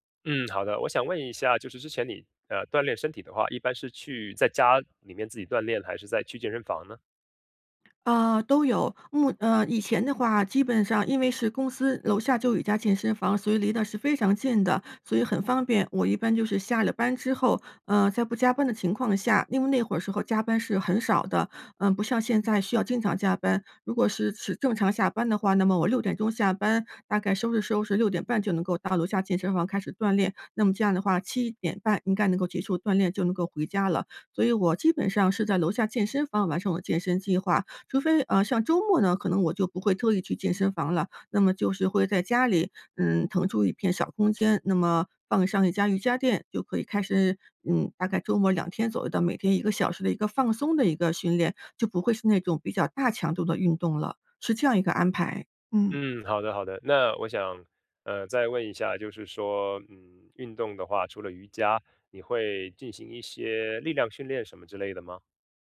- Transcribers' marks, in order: none
- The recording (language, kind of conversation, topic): Chinese, advice, 你因为工作太忙而完全停掉运动了吗？